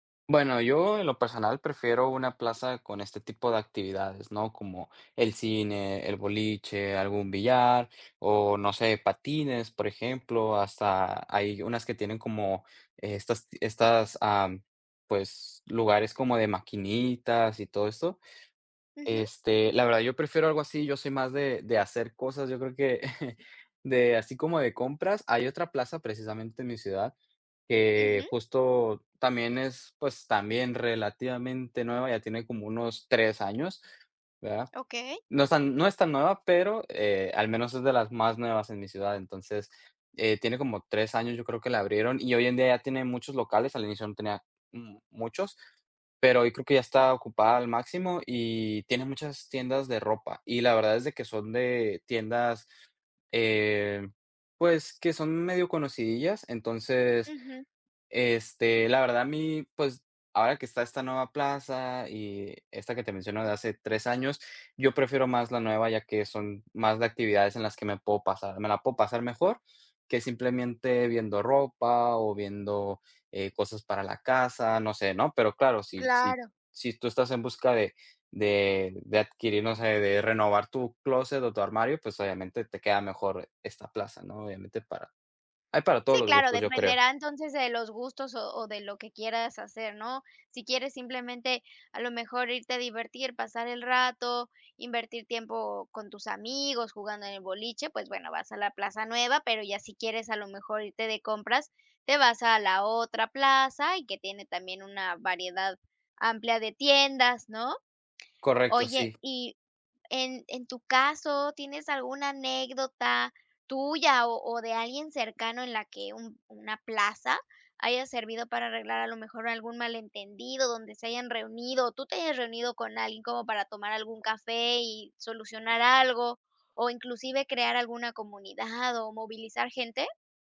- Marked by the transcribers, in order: chuckle; tapping
- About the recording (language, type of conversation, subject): Spanish, podcast, ¿Qué papel cumplen los bares y las plazas en la convivencia?